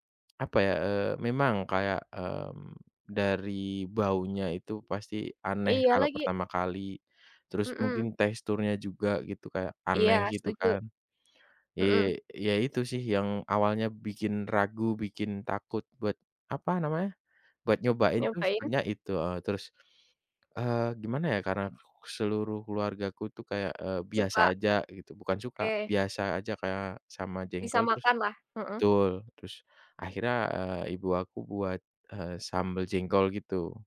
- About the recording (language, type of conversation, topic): Indonesian, unstructured, Pernahkah kamu mencoba makanan yang rasanya benar-benar aneh?
- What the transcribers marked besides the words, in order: none